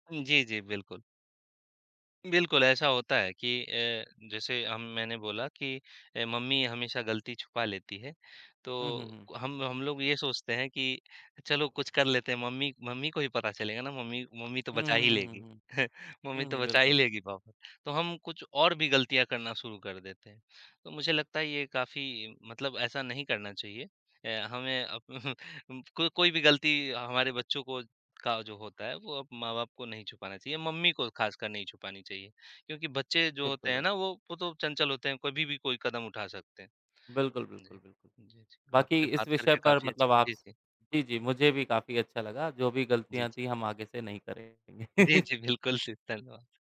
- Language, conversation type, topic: Hindi, unstructured, क्या आपको लगता है कि लोग अपनी गलतियाँ स्वीकार नहीं करते?
- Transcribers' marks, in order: chuckle; chuckle; chuckle; laughing while speaking: "बिल्कुल, जी"